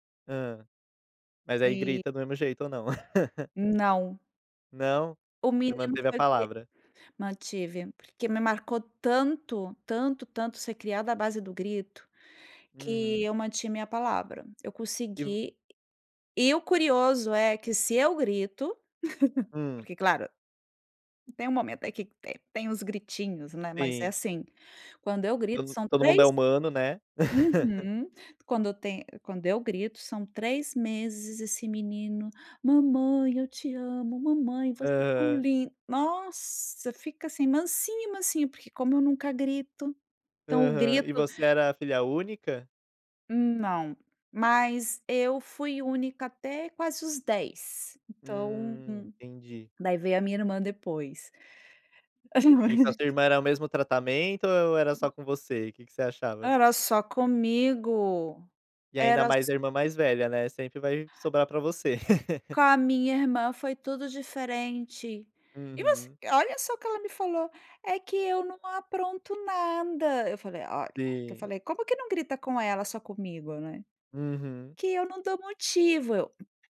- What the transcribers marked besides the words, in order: laugh; "mantive" said as "manti"; tapping; laugh; laugh; put-on voice: "Mamãe, eu te amo, mamãe, você é tão lin"; other background noise; unintelligible speech; laugh; put-on voice: "É que eu não apronto nada"; put-on voice: "Que eu não dou motivo"
- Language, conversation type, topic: Portuguese, podcast, Me conta uma lembrança marcante da sua família?